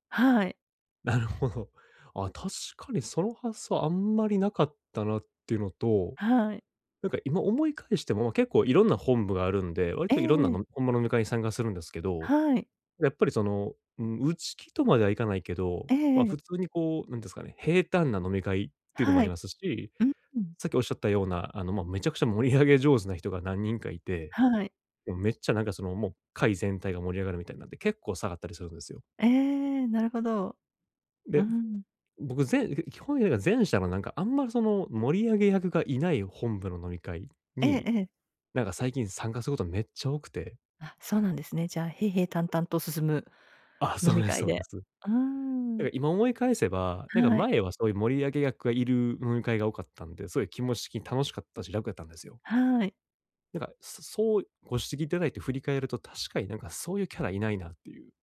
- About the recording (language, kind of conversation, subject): Japanese, advice, 集まりでいつも孤立してしまうのですが、どうすれば自然に交流できますか？
- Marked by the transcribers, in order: laughing while speaking: "なるほど"; laughing while speaking: "盛り上げ上手な人"; laughing while speaking: "あ、そうです、そうです"